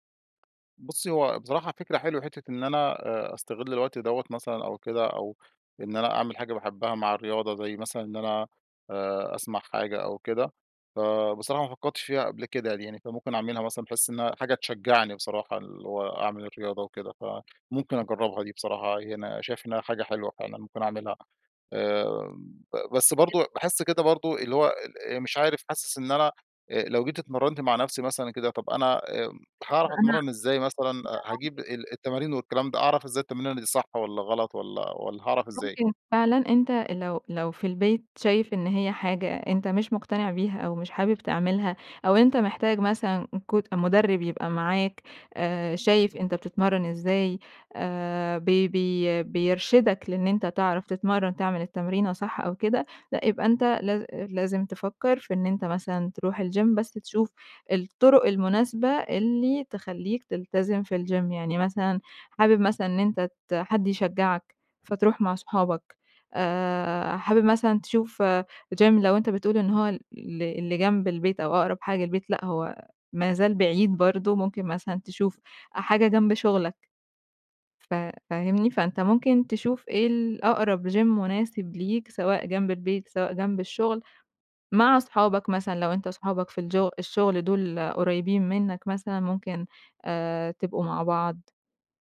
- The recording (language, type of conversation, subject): Arabic, advice, إزاي أقدر ألتزم بممارسة الرياضة كل أسبوع؟
- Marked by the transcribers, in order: unintelligible speech; unintelligible speech; in English: "الgym"; in English: "الgym"; in English: "gym"; tapping; in English: "gym"